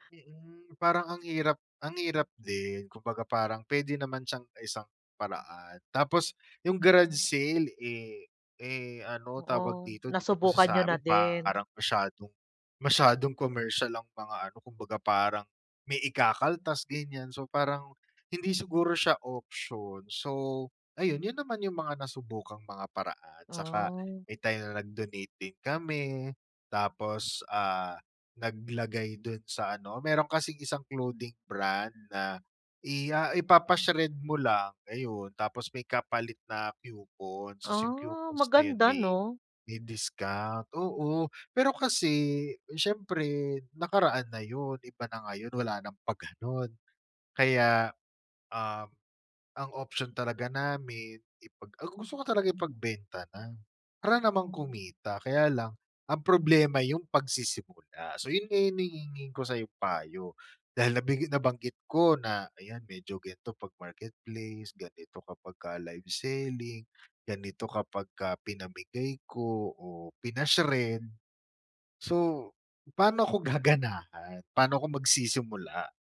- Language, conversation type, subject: Filipino, advice, Bakit nahihirapan akong magbawas ng mga gamit kahit hindi ko naman ginagamit?
- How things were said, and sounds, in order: in English: "garage sale"; in English: "clothing brand"; "hinihingi" said as "hininghing"; laughing while speaking: "gaganahan"